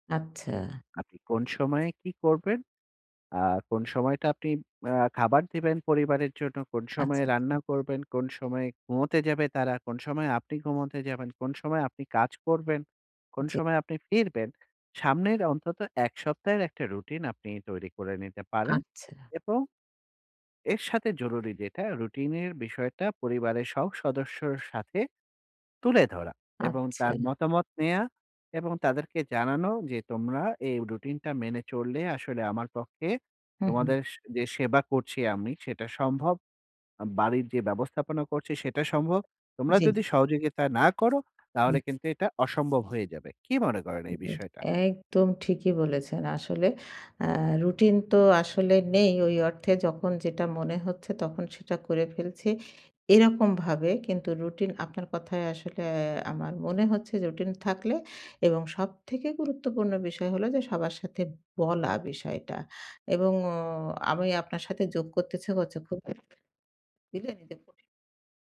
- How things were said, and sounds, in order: unintelligible speech; tapping; unintelligible speech
- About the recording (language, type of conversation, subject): Bengali, advice, বাড়িতে কীভাবে শান্তভাবে আরাম করে বিশ্রাম নিতে পারি?
- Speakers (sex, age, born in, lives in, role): female, 55-59, Bangladesh, Bangladesh, user; male, 40-44, Bangladesh, Finland, advisor